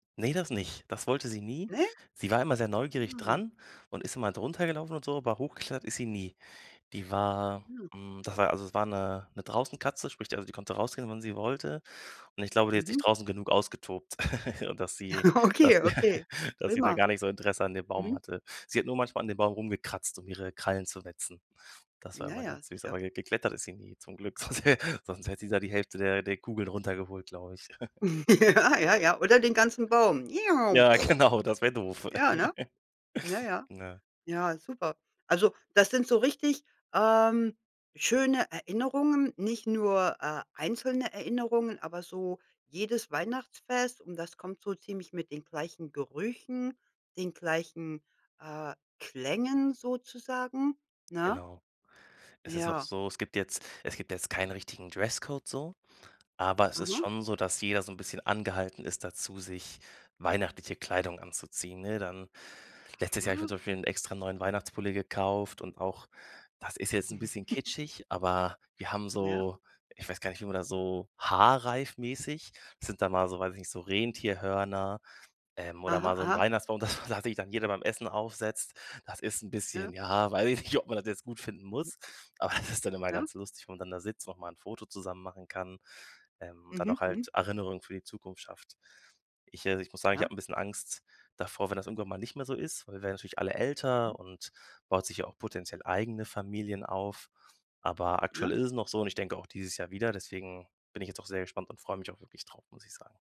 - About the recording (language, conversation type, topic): German, podcast, Wie feiert ihr bei euch einen besonderen Feiertag?
- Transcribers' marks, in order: laugh; laughing while speaking: "Okay"; stressed: "rumgekratzt"; laughing while speaking: "sonst hä"; chuckle; laughing while speaking: "Ja"; other noise; laughing while speaking: "genau"; laugh; giggle; laughing while speaking: "das war"; laughing while speaking: "weiß ich nicht, ob"; laughing while speaking: "das ist"